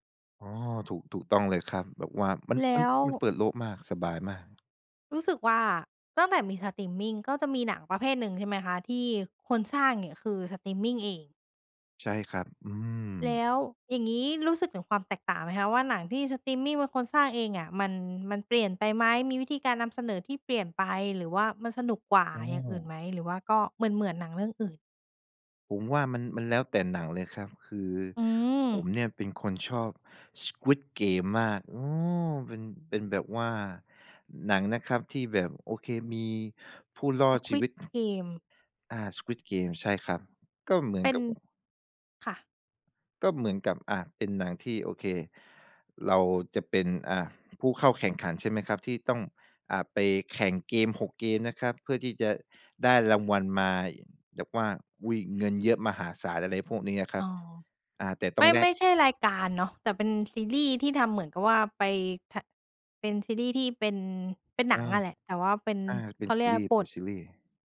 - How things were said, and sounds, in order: other background noise; other noise
- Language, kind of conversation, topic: Thai, podcast, สตรีมมิ่งเปลี่ยนวิธีการเล่าเรื่องและประสบการณ์การดูภาพยนตร์อย่างไร?